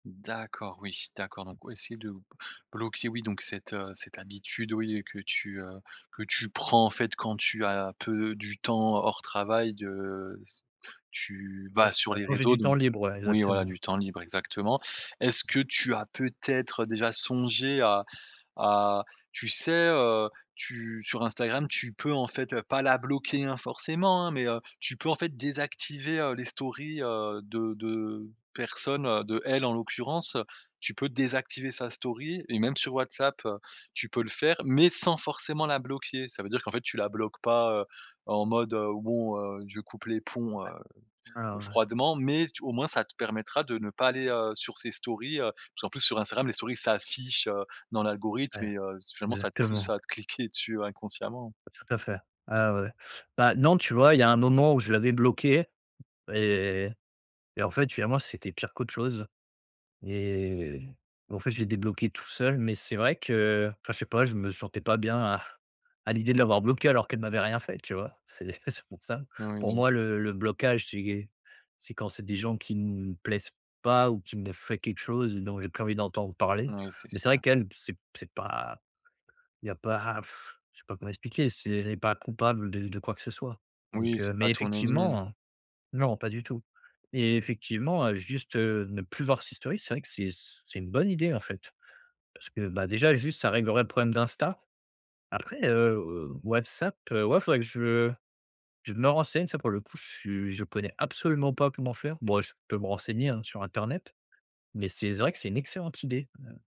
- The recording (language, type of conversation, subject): French, advice, Comment gérer les réseaux sociaux et éviter de suivre la vie de son ex ?
- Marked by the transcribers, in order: tapping; in English: "stories"; in English: "story"; stressed: "mais"; in English: "stories"; in English: "stories"; laughing while speaking: "c'est"; other background noise; sigh; in English: "stories"; "Instagram" said as "insta"; "vrai" said as "zrai"